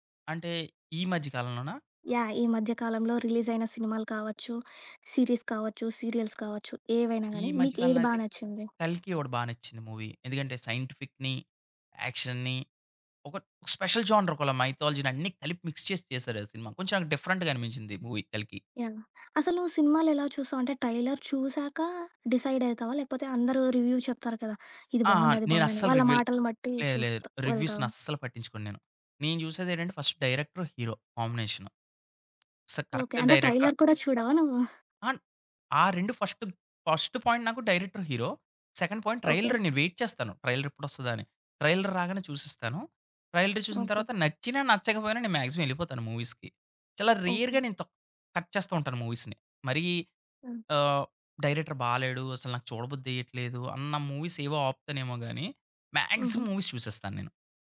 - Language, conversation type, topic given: Telugu, podcast, ఫిల్మ్ లేదా టీవీలో మీ సమూహాన్ని ఎలా చూపిస్తారో అది మిమ్మల్ని ఎలా ప్రభావితం చేస్తుంది?
- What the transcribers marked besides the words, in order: in English: "యాహ్!"; in English: "సీరీస్"; in English: "సీరియల్స్"; tapping; in English: "మూవీ"; in English: "సైంటిఫిక్‌ని, యాక్షన్‌ని"; in English: "స్పెషల్ జోనర్"; in English: "మైథాలజీ‌ని"; in English: "మిక్స్"; in English: "డిఫరెంట్‌గా"; in English: "మూవీ"; in English: "యాహ్!"; in English: "డిసైడ్"; in English: "రివ్యూ"; in English: "రివ్యూస్‌ని"; in English: "ఫస్ట్ డైరెక్టర్"; in English: "కరెక్ట్"; in English: "ట్రైలర్"; in English: "ఫస్ట్, ఫస్ట్ పాయింట్"; in English: "డైరెక్టర్"; in English: "సెకండ్ పాయింట్ ట్రైలర్"; other background noise; in English: "వైట్"; in English: "ట్రైలర్"; in English: "ట్రైలర్"; in English: "మాక్సిమం"; in English: "మూవీస్‌కి"; in English: "రేర్‌గా"; in English: "కట్"; in English: "మూవీస్‌ని"; in English: "డైరెక్టర్"; in English: "మాక్సిమం మూవీస్"